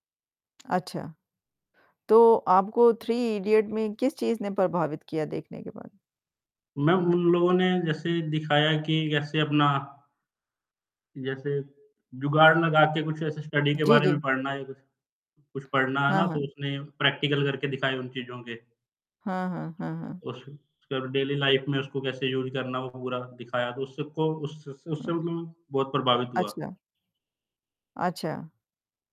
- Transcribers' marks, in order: tapping; in English: "थ्री इडियट"; static; other background noise; in English: "स्टडी"; in English: "प्रैक्टिकल"; unintelligible speech; in English: "डेली लाइफ़"; in English: "यूज़"
- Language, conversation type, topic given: Hindi, unstructured, किस फिल्म का कौन-सा दृश्य आपको सबसे ज़्यादा प्रभावित कर गया?